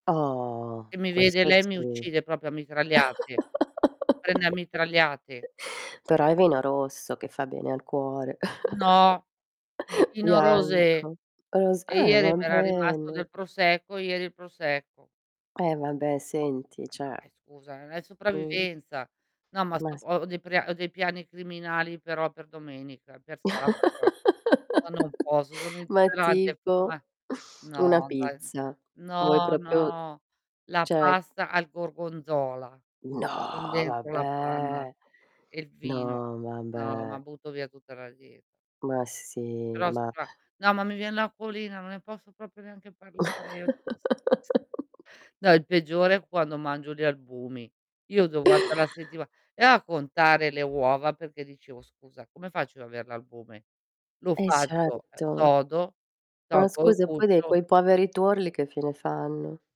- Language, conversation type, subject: Italian, unstructured, Qual è l’importanza della varietà nella nostra dieta quotidiana?
- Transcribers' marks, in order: drawn out: "Oh"; distorted speech; chuckle; chuckle; "cioè" said as "ceh"; laugh; "proprio" said as "propio"; "cioè" said as "ceh"; tapping; stressed: "No vabbè"; chuckle; other background noise